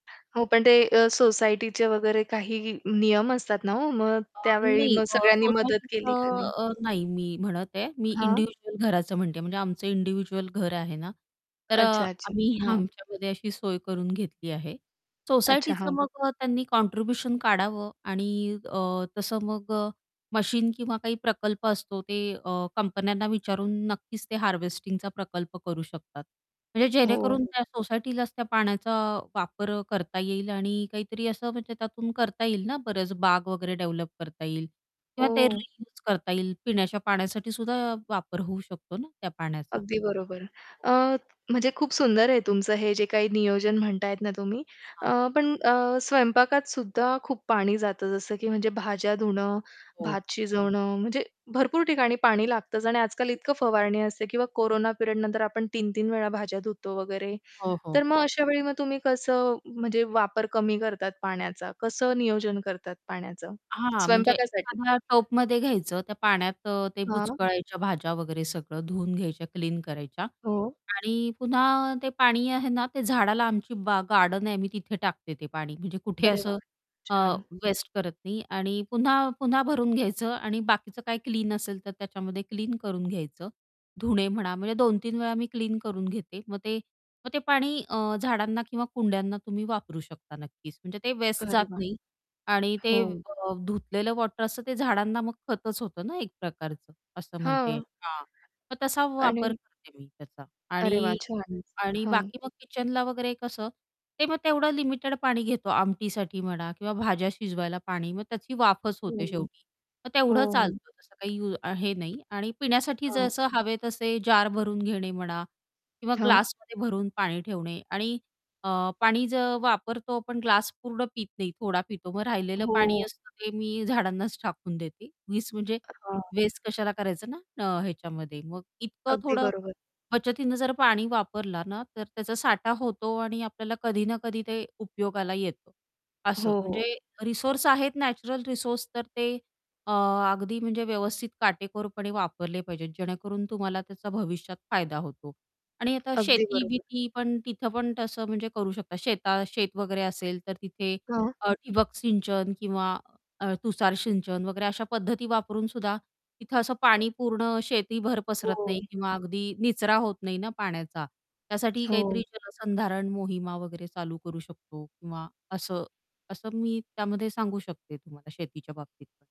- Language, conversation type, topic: Marathi, podcast, पाणी वाचवण्याचे सोपे उपाय
- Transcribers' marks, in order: other background noise; static; distorted speech; laughing while speaking: "आमच्यामध्ये"; tapping; in English: "डेव्हलप"; in English: "रियूज"; in English: "रिसोर्स"; in English: "रिसोर्स"